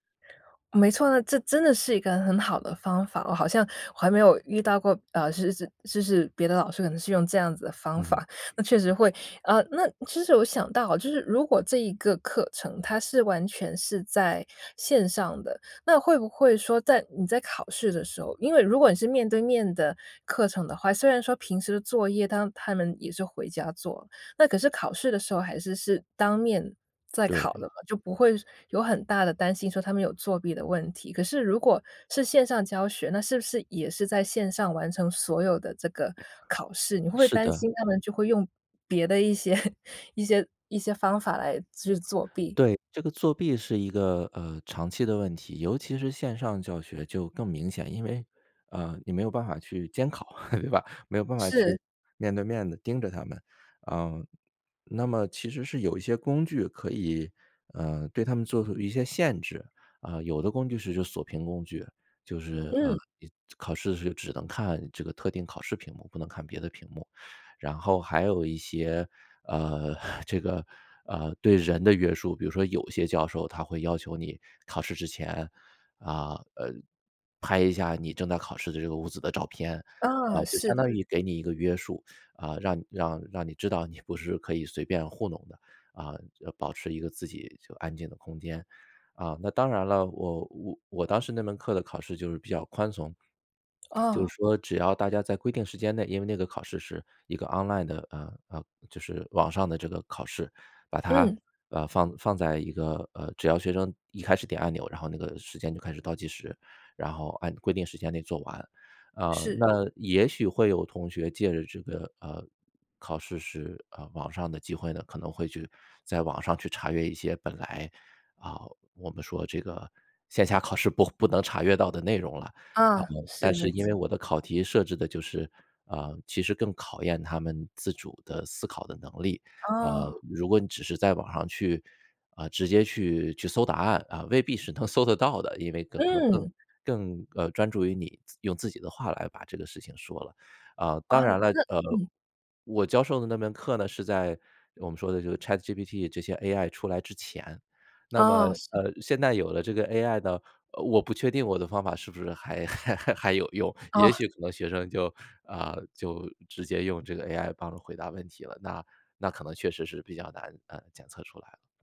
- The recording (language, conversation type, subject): Chinese, podcast, 你怎么看现在的线上教学模式？
- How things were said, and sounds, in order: tapping; other background noise; laugh; laugh; laughing while speaking: "对吧"; other noise; chuckle; in English: "Online"; laughing while speaking: "还 还 还有用"